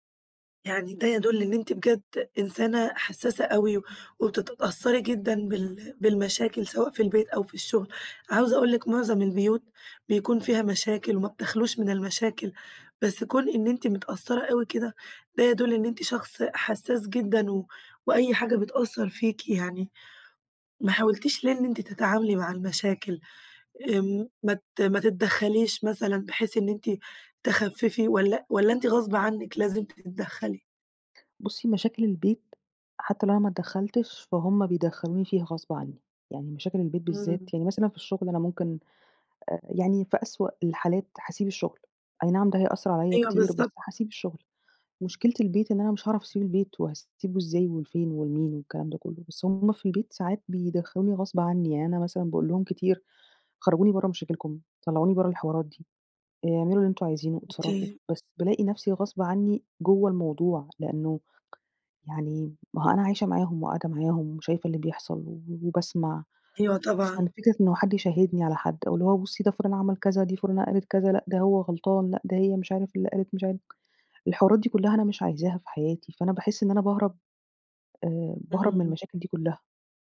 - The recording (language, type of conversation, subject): Arabic, advice, إزاي اعتمادك الزيادة على أدوية النوم مأثر عليك؟
- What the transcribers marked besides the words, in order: unintelligible speech; tapping